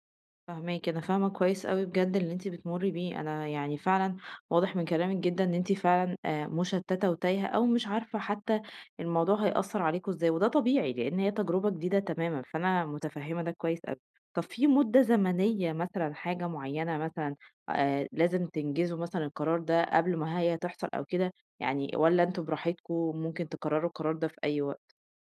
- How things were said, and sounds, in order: other background noise
- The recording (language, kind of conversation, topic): Arabic, advice, إزاي أخد قرار مصيري دلوقتي عشان ما أندمش بعدين؟